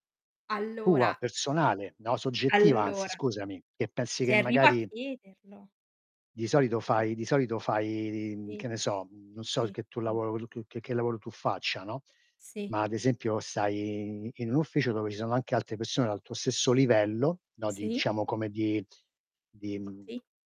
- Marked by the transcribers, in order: tapping
- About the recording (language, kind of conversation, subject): Italian, unstructured, Come ti senti quando devi chiedere un aumento di stipendio?